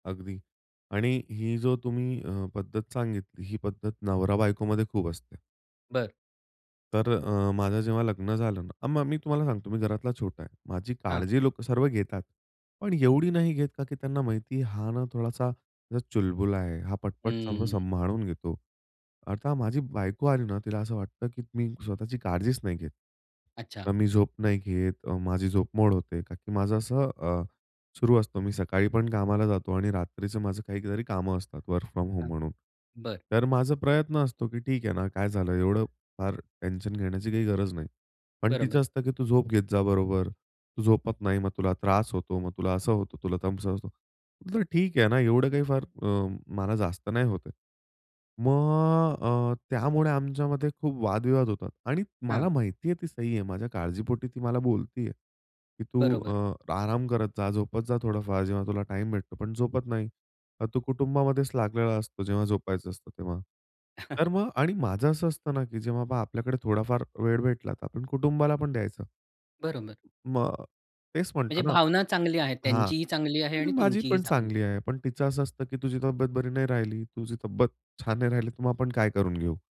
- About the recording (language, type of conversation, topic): Marathi, podcast, भांडणानंतर घरातलं नातं पुन्हा कसं मजबूत करतोस?
- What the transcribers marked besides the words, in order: in English: "वर्क फ्रॉम होम"; in English: "टेन्शन"; "तसं" said as "तमसं"; chuckle; other background noise; "तब्येत" said as "तब्त"